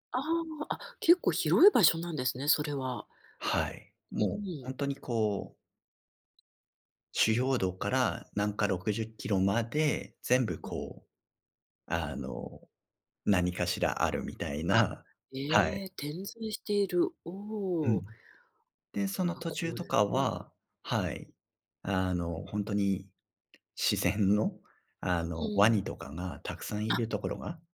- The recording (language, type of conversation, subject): Japanese, podcast, 思い切って決断して良かった経験、ある？
- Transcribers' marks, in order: other noise; tapping